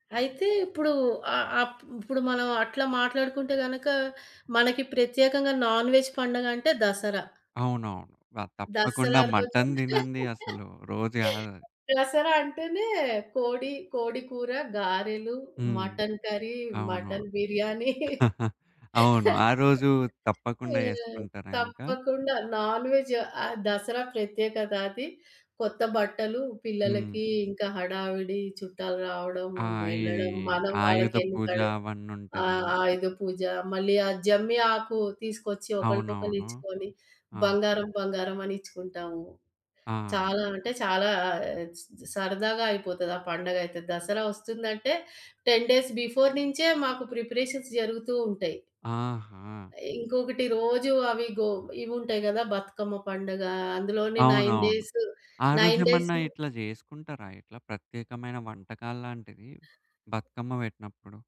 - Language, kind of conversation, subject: Telugu, podcast, పండగల కోసం సులభంగా, త్వరగా తయారయ్యే వంటకాలు ఏవి?
- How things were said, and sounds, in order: in English: "నాన్ వేజ్"; laugh; chuckle; laugh; in English: "నాన్ వెజ్"; tapping; in English: "టెన్ డేస్ బిఫోర్"; in English: "ప్రిపరేషన్స్"; in English: "నైన్ డేస్ నైన్ డేస్"